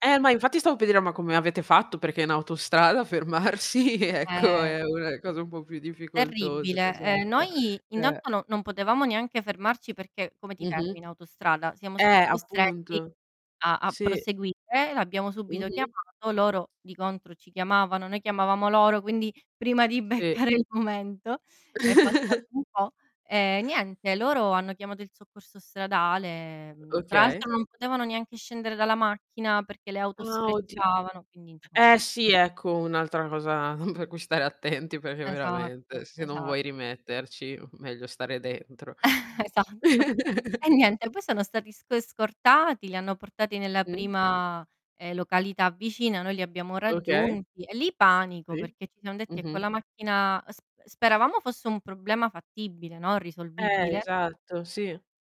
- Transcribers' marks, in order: other background noise; laughing while speaking: "fermarsi, ecco"; tapping; distorted speech; laughing while speaking: "beccare"; chuckle; chuckle; laughing while speaking: "per cui stare attenti"; chuckle; laughing while speaking: "Esatto"; chuckle
- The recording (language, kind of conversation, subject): Italian, unstructured, Come affronti le difficoltà durante un viaggio?